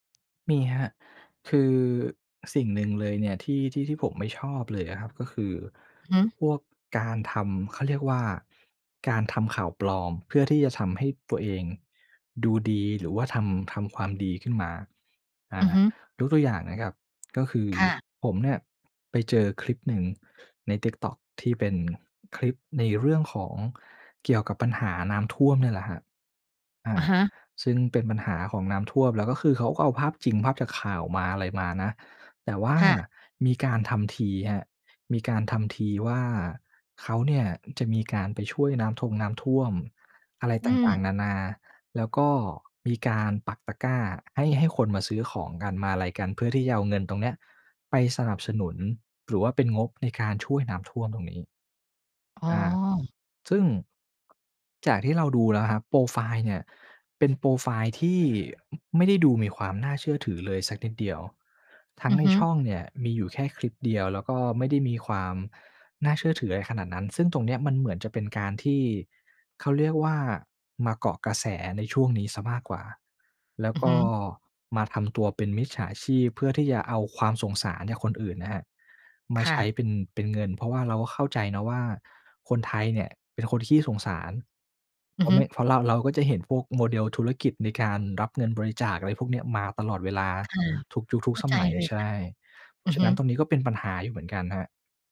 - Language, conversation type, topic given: Thai, podcast, การแชร์ข่าวที่ยังไม่ได้ตรวจสอบสร้างปัญหาอะไรบ้าง?
- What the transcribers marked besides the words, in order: tapping; other background noise